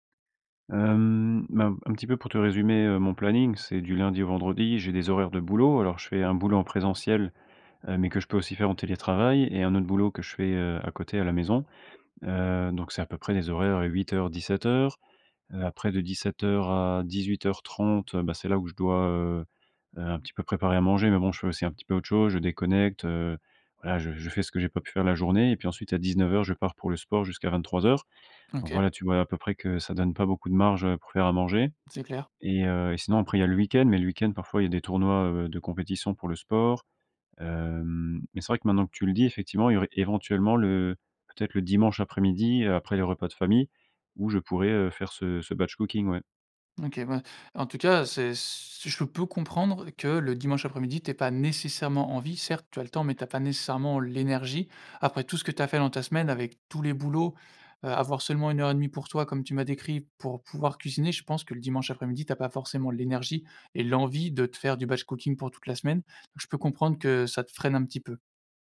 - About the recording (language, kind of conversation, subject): French, advice, Comment puis-je manger sainement malgré un emploi du temps surchargé et des repas pris sur le pouce ?
- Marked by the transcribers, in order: in English: "batch cooking"; stressed: "peux"; in English: "batch cooking"